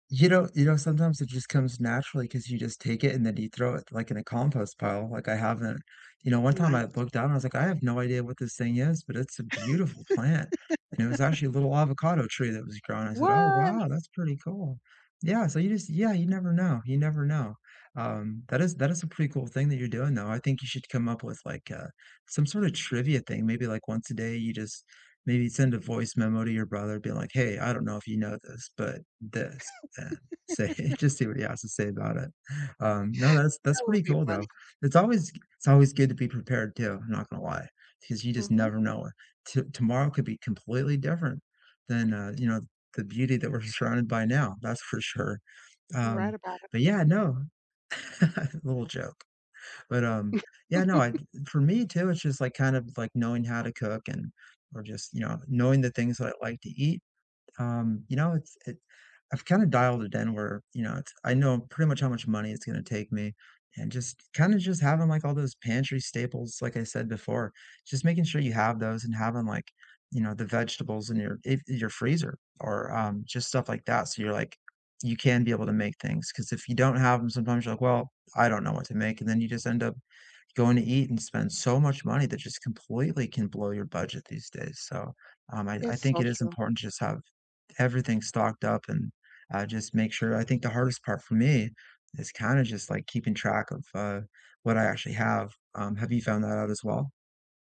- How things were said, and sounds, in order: laugh; surprised: "What?"; laugh; chuckle; laugh; other background noise
- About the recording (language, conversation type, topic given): English, unstructured, How can you turn pantry know-how and quick cooking hacks into weeknight meals that help you feel more connected?